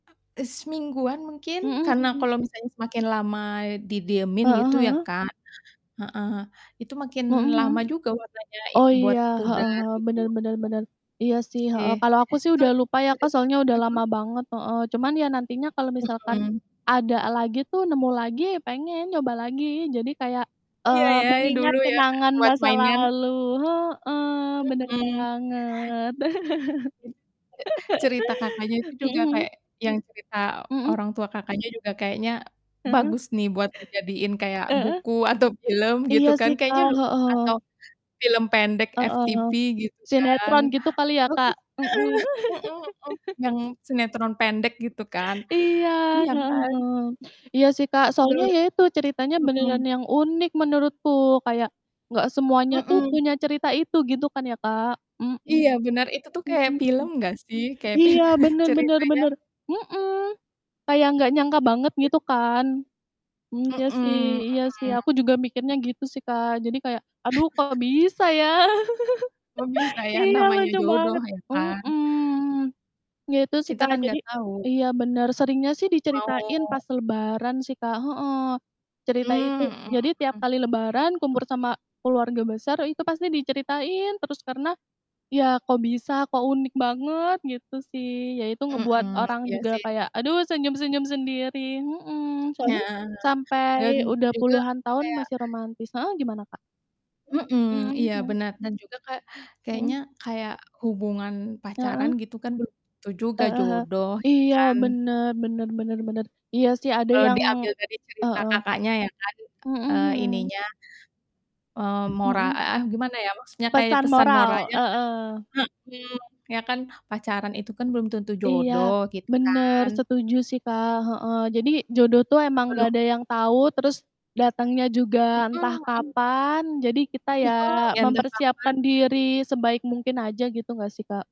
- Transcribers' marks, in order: other noise; other background noise; distorted speech; static; unintelligible speech; unintelligible speech; drawn out: "banget"; chuckle; chuckle; "film" said as "pilm"; laughing while speaking: "fil"; chuckle; chuckle; "kumpul" said as "kumpur"; tapping; unintelligible speech
- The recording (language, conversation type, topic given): Indonesian, unstructured, Cerita sejarah keluarga apa yang selalu membuatmu tersenyum?
- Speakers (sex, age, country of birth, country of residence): female, 25-29, Indonesia, Indonesia; female, 30-34, Indonesia, Indonesia